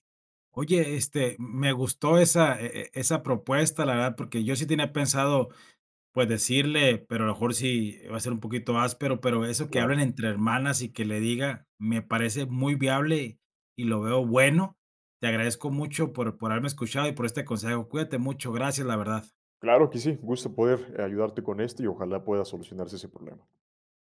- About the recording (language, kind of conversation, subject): Spanish, advice, ¿Cómo puedo establecer límites con un familiar invasivo?
- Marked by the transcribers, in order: other noise; other background noise